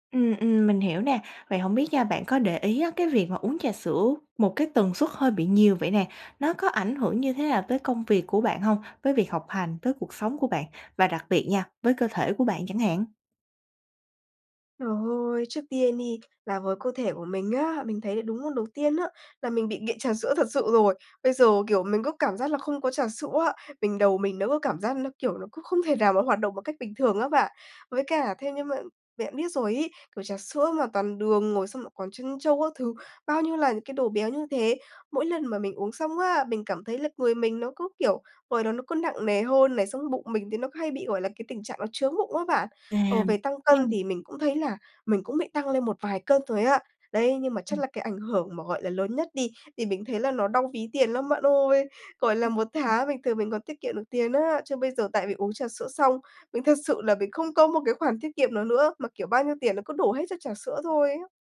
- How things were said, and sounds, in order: tapping
- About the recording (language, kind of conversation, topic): Vietnamese, advice, Bạn có thường dùng rượu hoặc chất khác khi quá áp lực không?